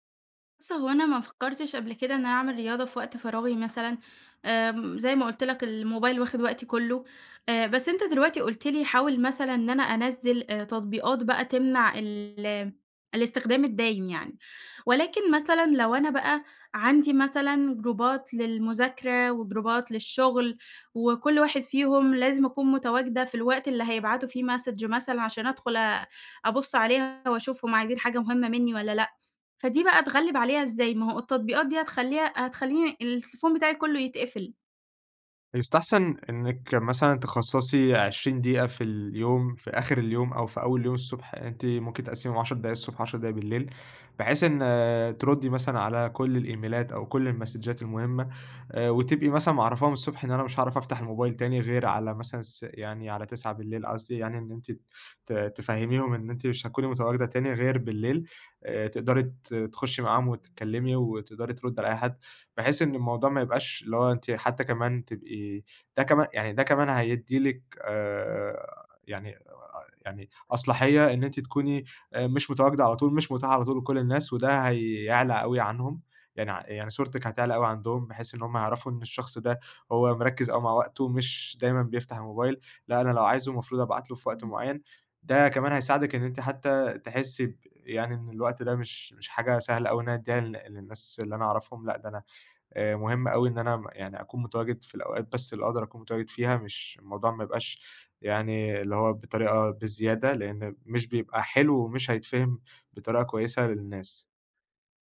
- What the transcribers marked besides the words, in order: in English: "جروبات"; in English: "وجروبات"; in English: "Message"; in English: "الإيميلات"; in English: "المسدجات"; other background noise
- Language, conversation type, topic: Arabic, advice, إزاي الموبايل والسوشيال ميديا بيشتتوا انتباهك طول الوقت؟